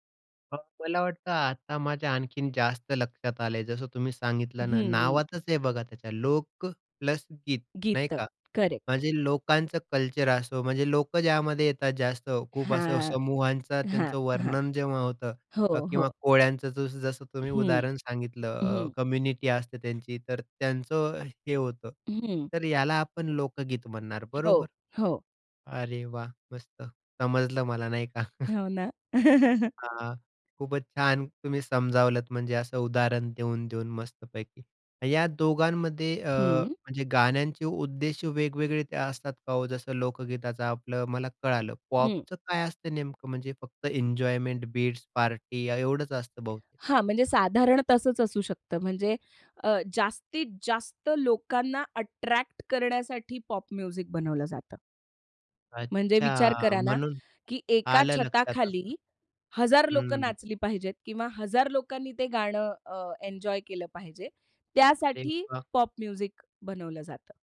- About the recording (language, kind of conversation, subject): Marathi, podcast, लोकगीत आणि पॉप यांपैकी तुला कोणता प्रकार अधिक भावतो, आणि का?
- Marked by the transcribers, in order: tapping; in English: "कम्युनिटी"; chuckle; in English: "म्युझिक"; other background noise; in English: "म्युझिक"